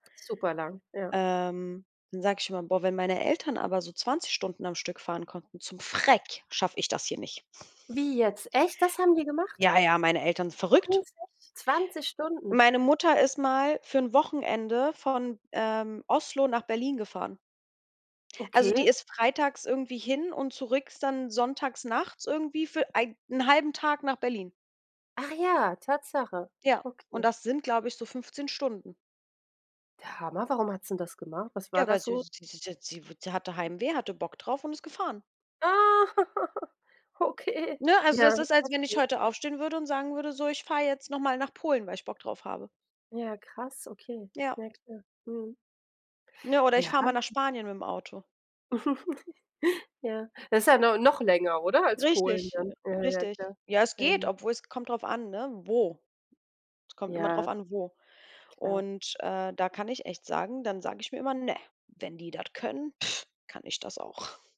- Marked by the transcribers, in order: other background noise; stressed: "Schreck"; surprised: "Wie jetzt? Echt, das haben die gemacht?"; surprised: "zwanzig, zwanzig Stunden?"; chuckle; laughing while speaking: "Okay"; other noise; chuckle; unintelligible speech; blowing; chuckle
- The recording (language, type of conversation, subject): German, unstructured, Wie organisierst du deinen Tag, damit du alles schaffst?